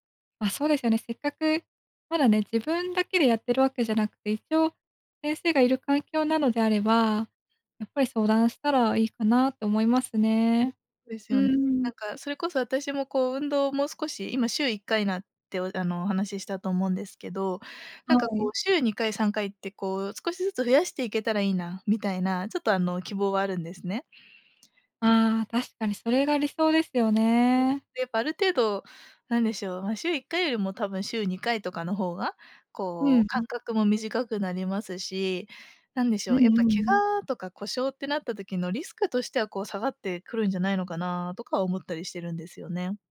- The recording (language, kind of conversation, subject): Japanese, advice, 怪我や故障から運動に復帰するのが怖いのですが、どうすれば不安を和らげられますか？
- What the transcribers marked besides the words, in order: unintelligible speech